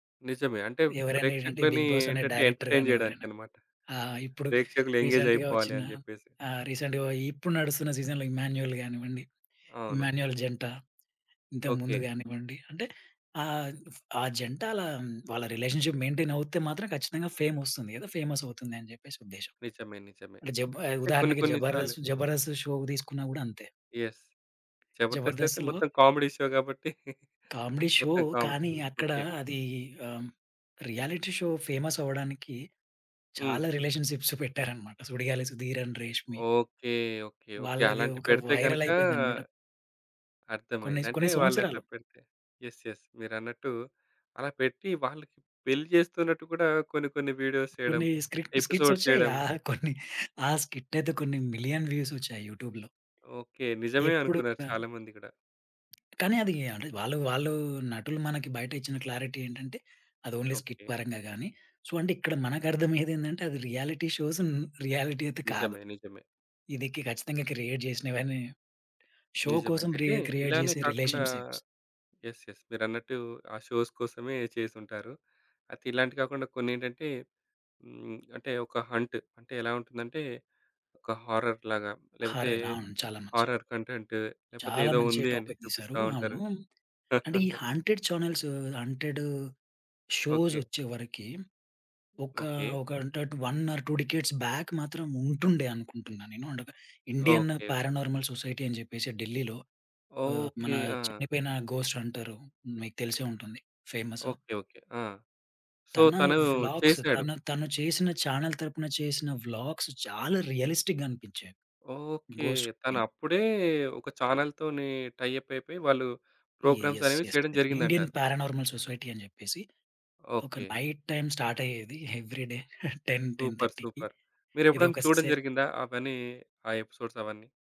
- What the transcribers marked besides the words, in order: in English: "ఎంటర్‌టైన్, ఎంటర్‌టైన్"; in English: "డైరెక్టర్"; other background noise; in English: "ఎంగేజ్"; in English: "రీసెంట్‌గా"; in English: "రీసెంట్‌గా"; in English: "సీజన్‌లో"; in English: "రిలేషన్షిప్ మెయింటైన్"; in English: "ఫేమస్"; in English: "షో"; in English: "యెస్"; tapping; in English: "కామెడీ షో"; in English: "కామెడీ షో"; chuckle; in English: "కామెడీ"; in English: "రియాలిటీ షో"; in English: "రిలేషన్‌షిప్స్"; in English: "అండ్"; in English: "యెస్. యెస్"; in English: "వీడియోస్"; in English: "ఎపిసోడ్"; chuckle; in English: "మిలియన్"; in English: "యూట్యూబ్‌లో"; in English: "క్లారిటీ"; in English: "ఓన్లీ స్కిట్"; in English: "సొ"; in English: "రియాలిటీ షోస్ రియాలిటీ"; in English: "క్రియేట్"; in English: "షో"; in English: "రీ క్రియేట్"; in English: "రిలేషన్‌షిప్స్"; in English: "యెస్. యెస్"; in English: "షోస్"; in English: "హంట్"; in English: "హారర్"; in English: "హారర్"; in English: "హారర్ కంటెంట్"; in English: "టాపిక్"; laugh; in English: "హంటెడ్ చానెల్స్ హంటెడ్"; in English: "వన్ ఆర్ టూ డికేడ్స్ బాక్"; in English: "ఇండియన్ పారానార్మల్ సొసైటీ"; in English: "ఘోస్ట్"; in English: "సో"; in English: "వ్లాగ్స్"; in English: "చానెల్"; stressed: "చాలా"; in English: "రియలిస్టిక్‌గా"; in English: "చానెల్"; in English: "టై అప్"; in English: "ప్రోగ్రామ్స్"; in English: "యె యెస్. యెస్. ఇండియన్ పారానార్మల్ సొసైటీ"; in English: "నైట్ టైమ్ స్టార్ట్"; in English: "ఎవ్రి డే టెన్ టెన్ థర్టీ‌కి"; chuckle; in English: "సూపర్, సూపర్"; in English: "ఎపిసోడ్స్"
- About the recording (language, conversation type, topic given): Telugu, podcast, రియాలిటీ షోలు నిజంగానే నిజమేనా?